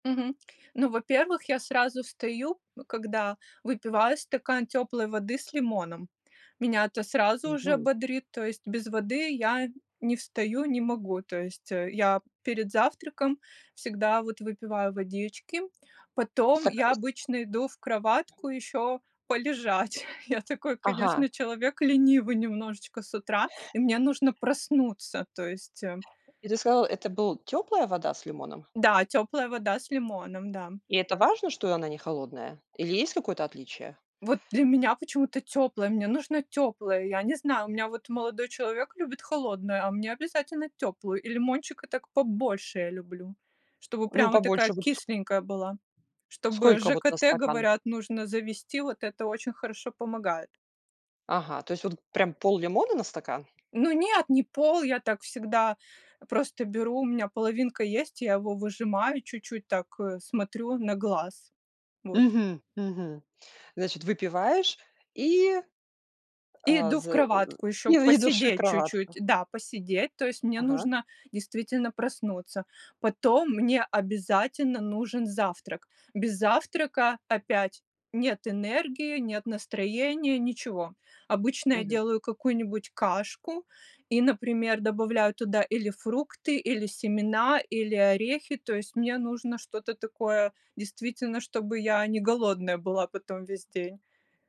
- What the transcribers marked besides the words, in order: unintelligible speech; other background noise; chuckle
- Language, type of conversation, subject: Russian, podcast, Как вы начинаете утро, чтобы чувствовать себя бодрым весь день?